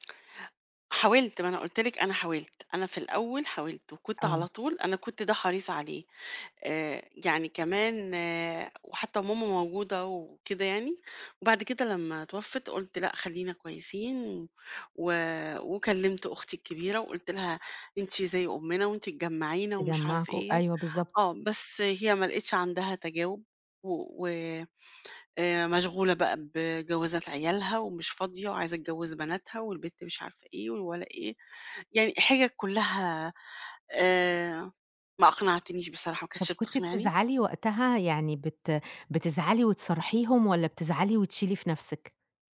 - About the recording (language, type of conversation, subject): Arabic, podcast, إزاي اتغيّرت علاقتك بأهلك مع مرور السنين؟
- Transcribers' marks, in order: none